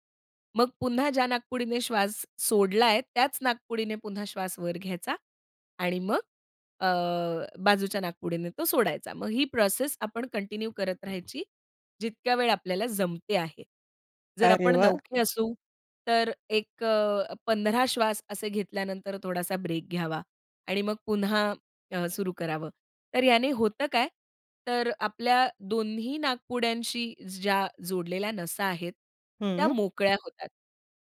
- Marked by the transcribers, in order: in English: "कंटिन्यू"; other background noise; joyful: "अरे वाह!"; tapping
- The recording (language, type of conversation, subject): Marathi, podcast, तणावाच्या वेळी श्वासोच्छ्वासाची कोणती तंत्रे तुम्ही वापरता?